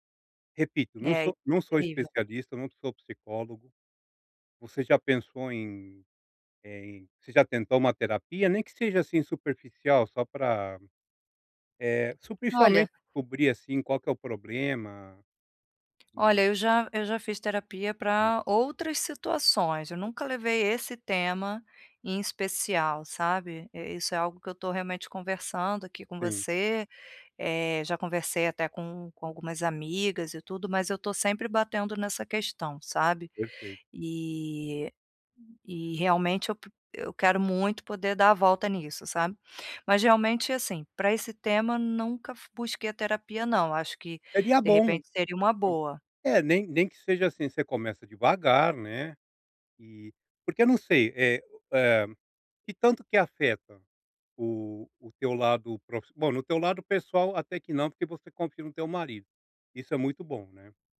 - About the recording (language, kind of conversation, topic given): Portuguese, advice, Como posso aceitar elogios com mais naturalidade e sem ficar sem graça?
- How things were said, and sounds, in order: none